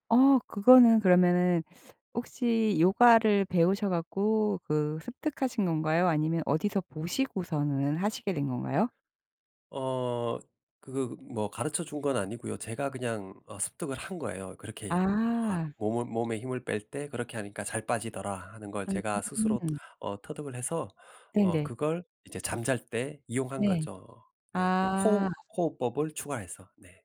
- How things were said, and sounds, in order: teeth sucking; other background noise; tapping
- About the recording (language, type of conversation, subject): Korean, podcast, 수면 리듬을 회복하려면 어떻게 해야 하나요?